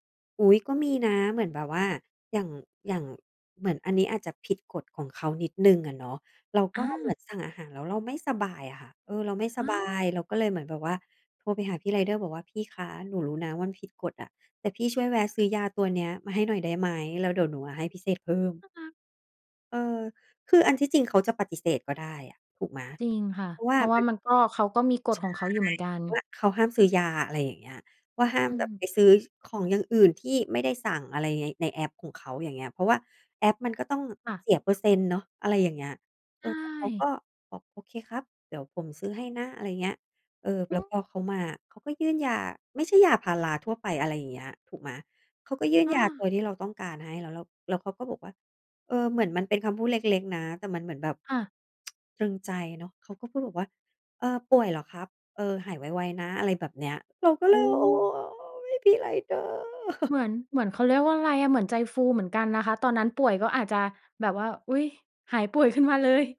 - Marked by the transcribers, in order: tsk; chuckle; laughing while speaking: "หายป่วยขึ้นมาเลย"
- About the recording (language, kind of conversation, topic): Thai, podcast, คุณใช้บริการส่งอาหารบ่อยแค่ไหน และมีอะไรที่ชอบหรือไม่ชอบเกี่ยวกับบริการนี้บ้าง?